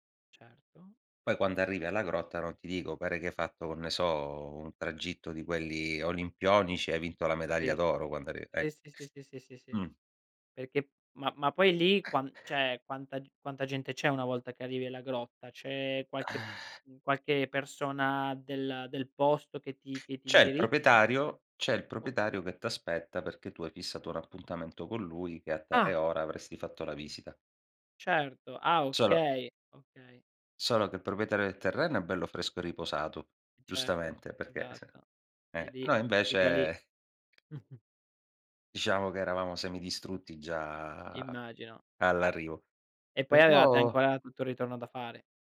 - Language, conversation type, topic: Italian, podcast, Qual è una strada o un cammino che ti ha segnato?
- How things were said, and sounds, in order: unintelligible speech; other background noise; "cioè" said as "ceh"; other noise; inhale; surprised: "Ah!"; drawn out: "invece"; tapping; chuckle; drawn out: "già"